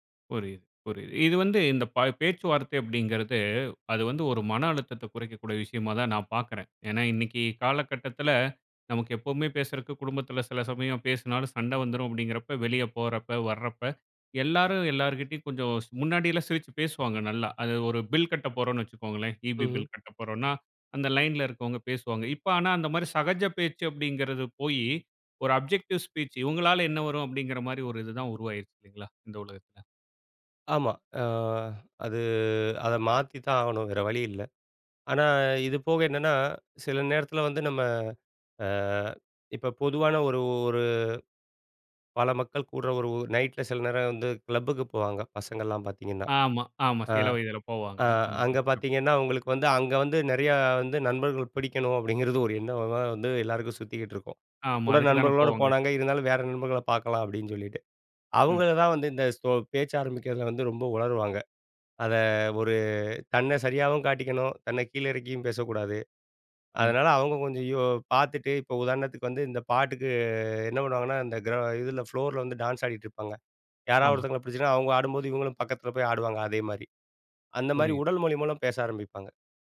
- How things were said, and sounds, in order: in English: "ஈபி"; in English: "அப்ஜெக்டிவ் ஸ்பீச்"; drawn out: "அது"; in English: "கிளப்புக்கு"; in English: "ஃப்ளோர்ல"
- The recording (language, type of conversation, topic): Tamil, podcast, சின்ன உரையாடலை எப்படித் தொடங்குவீர்கள்?